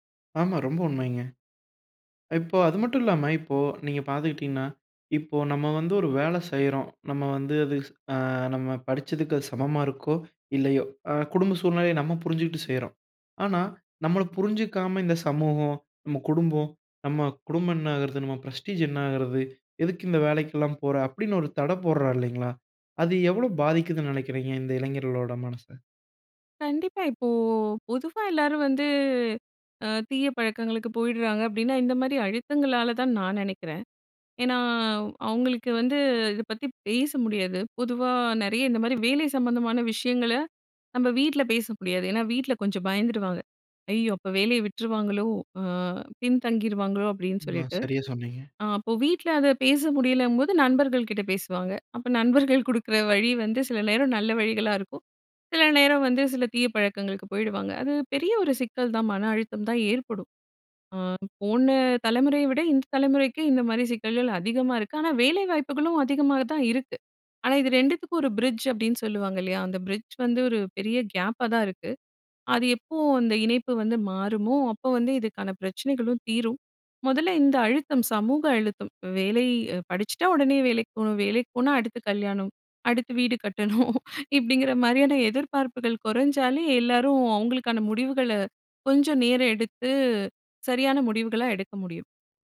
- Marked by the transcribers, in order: other background noise; in English: "ப்ரெஸ்டீஜ்"; "போடுறாங்க" said as "போடுறா"; drawn out: "இப்போ"; laughing while speaking: "நண்பர்கள் கொடுக்குற வழி வந்து சில நேரம் நல்ல வழிகளா இருக்கும்"; in English: "பிரிட்ஜ்"; in English: "பிரிட்ஜ்"; in English: "கேப்பா"; laughing while speaking: "வீடு கட்டணும்"
- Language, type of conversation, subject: Tamil, podcast, இளைஞர்கள் வேலை தேர்வு செய்யும் போது தங்களின் மதிப்புகளுக்கு ஏற்றதா என்பதை எப்படி தீர்மானிக்க வேண்டும்?